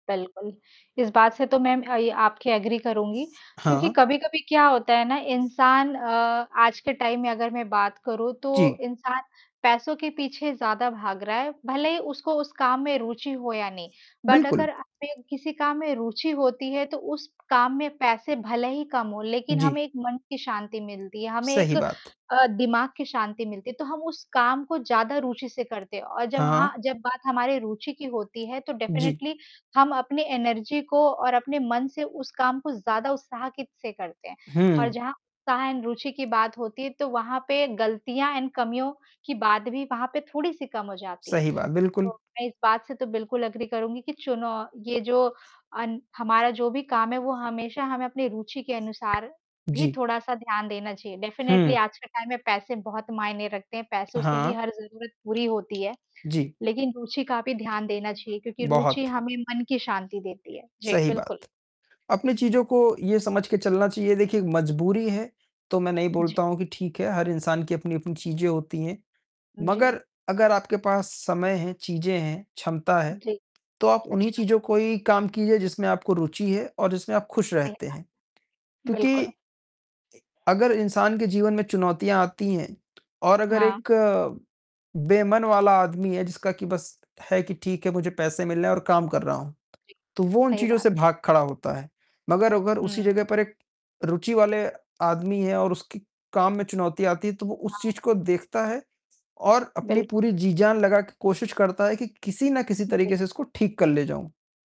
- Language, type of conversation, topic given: Hindi, unstructured, आपको अपने काम का सबसे मज़ेदार हिस्सा क्या लगता है?
- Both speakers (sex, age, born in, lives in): female, 30-34, India, India; male, 55-59, India, India
- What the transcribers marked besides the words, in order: in English: "एग्री"; distorted speech; in English: "टाइम"; in English: "बट"; tapping; in English: "डेफ़िनेटली"; in English: "एनर्जी"; other background noise; in English: "एंड"; in English: "एंड"; in English: "एग्री"; in English: "डेफ़िनेटली"; in English: "टाइम"